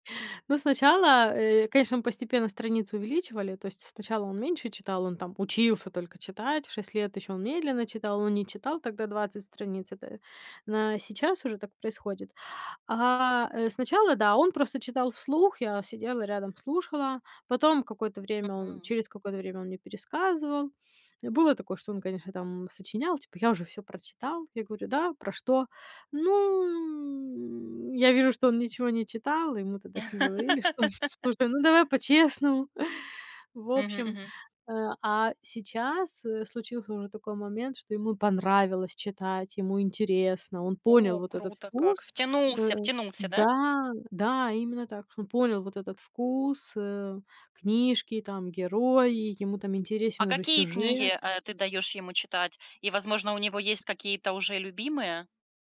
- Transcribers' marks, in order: drawn out: "Ну"
- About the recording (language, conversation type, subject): Russian, podcast, Как вы относитесь к экранному времени у детей?